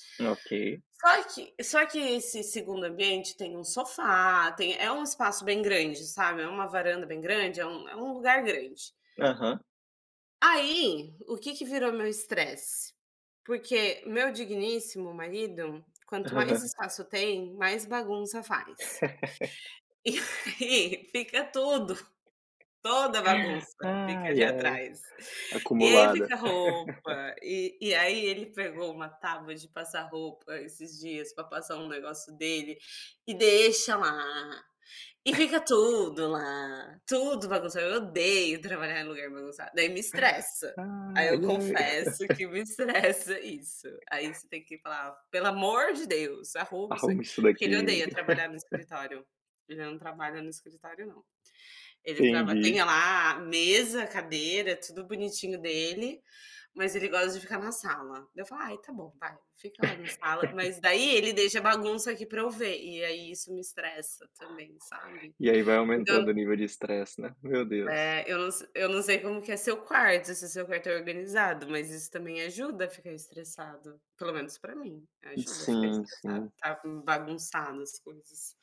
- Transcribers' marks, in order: laugh; laugh; tapping; laughing while speaking: "e aí"; laughing while speaking: "toda a bagunça fica ali atrás"; laugh; laugh; other background noise; chuckle; laughing while speaking: "que me estressa isso"; laugh; laugh; laugh
- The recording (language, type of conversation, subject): Portuguese, unstructured, Como você lida com o estresse no dia a dia?